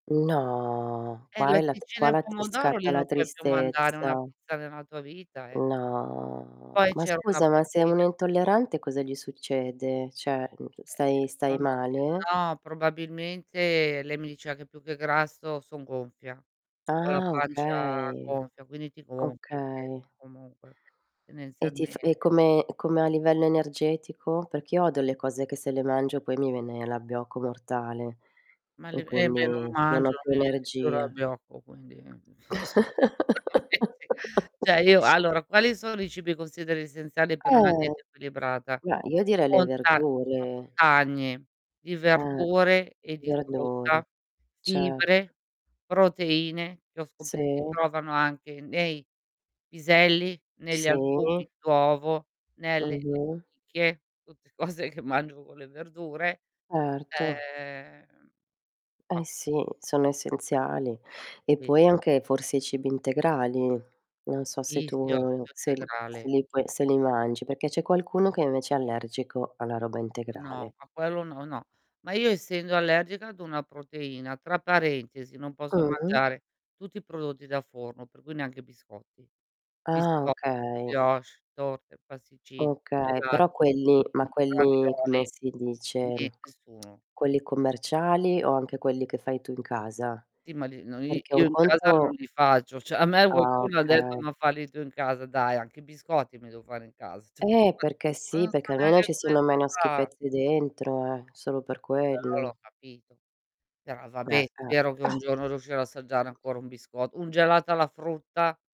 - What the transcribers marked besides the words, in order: drawn out: "No"; distorted speech; drawn out: "No"; "Cioè" said as "ceh"; tapping; chuckle; unintelligible speech; "Cioè" said as "ceh"; chuckle; other noise; other background noise; laughing while speaking: "cose"; "cioè" said as "ceh"; chuckle; chuckle
- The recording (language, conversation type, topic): Italian, unstructured, Qual è l’importanza della varietà nella nostra dieta quotidiana?